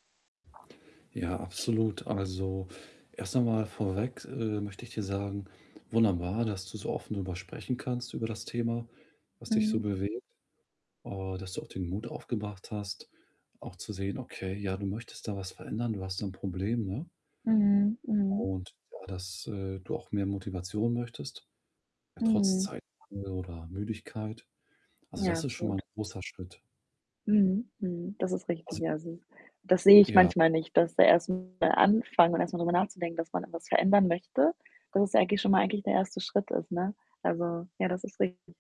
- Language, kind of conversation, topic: German, advice, Wie finde ich trotz Zeitmangel und Müdigkeit Motivation, mich zu bewegen?
- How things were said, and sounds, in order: other background noise; static; distorted speech